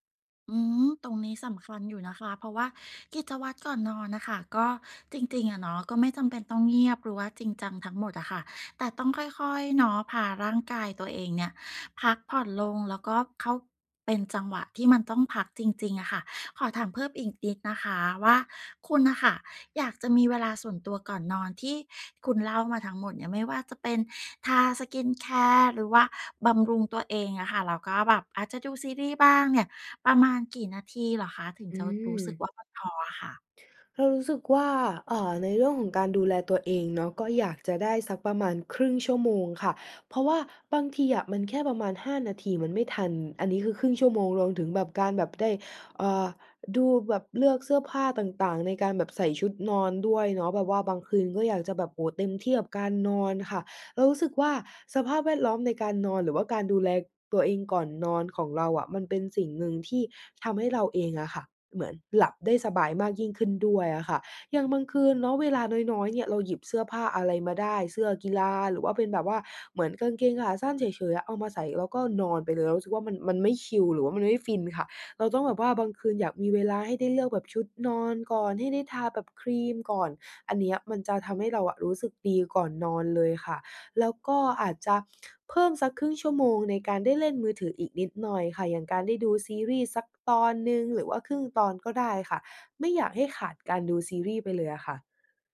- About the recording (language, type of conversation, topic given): Thai, advice, จะสร้างกิจวัตรก่อนนอนให้สม่ำเสมอทุกคืนเพื่อหลับดีขึ้นและตื่นตรงเวลาได้อย่างไร?
- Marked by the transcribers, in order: in English: "skin care"